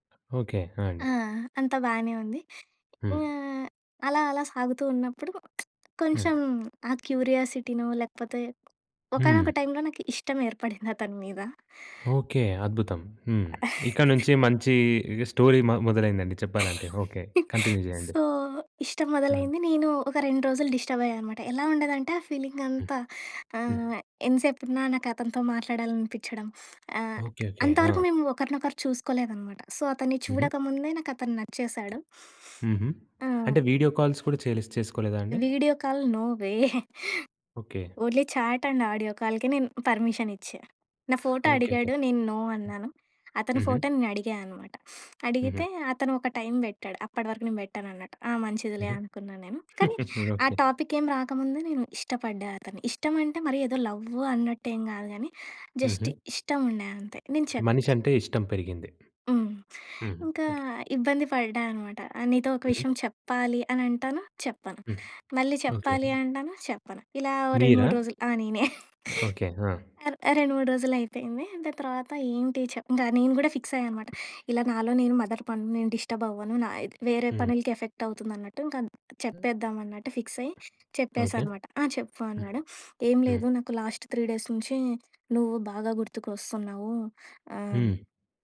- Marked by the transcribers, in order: other background noise; lip smack; in English: "క్యూరియాసిటినో"; tapping; chuckle; in English: "స్టోరీ"; chuckle; in English: "సో"; in English: "కంటిన్యు"; in English: "డిస్టర్బ్"; in English: "ఫీలింగ్"; in English: "సో"; in English: "కాల్స్"; in English: "కాల్ నో వే. ఓన్లీ చాట్ అండ్ ఆడియో కాల్‌కే"; chuckle; in English: "పర్మిషన్"; in English: "నో"; chuckle; in English: "టాపిక్"; in English: "లవ్"; in English: "జస్ట్"; chuckle; in English: "ఫిక్స్"; in English: "డిస్టర్బ్"; in English: "ఎఫెక్ట్"; in English: "ఫిక్స్"; in English: "లాస్ట్ త్రీ డేస్"
- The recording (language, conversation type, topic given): Telugu, podcast, ఆన్‌లైన్ పరిచయాలను వాస్తవ సంబంధాలుగా ఎలా మార్చుకుంటారు?